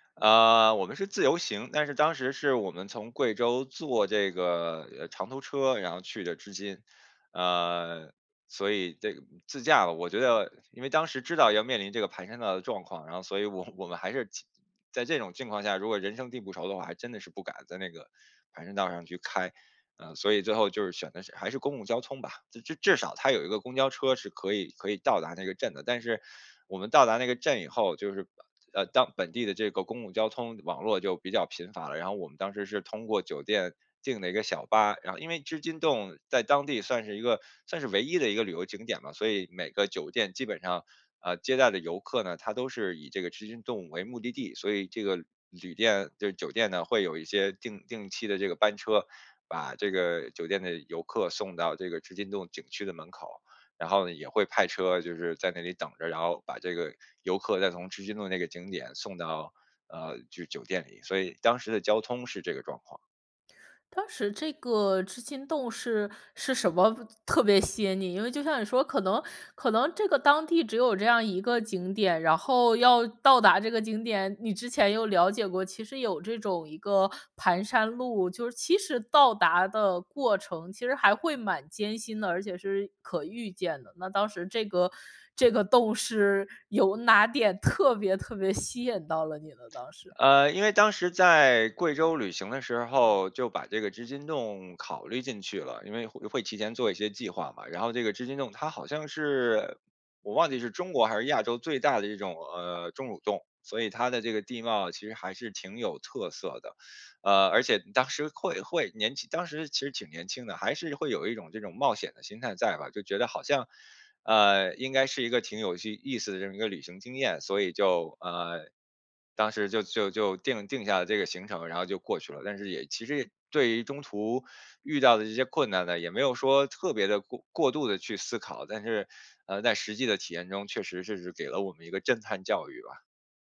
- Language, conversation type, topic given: Chinese, podcast, 哪一次旅行让你更懂得感恩或更珍惜当下？
- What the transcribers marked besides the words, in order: none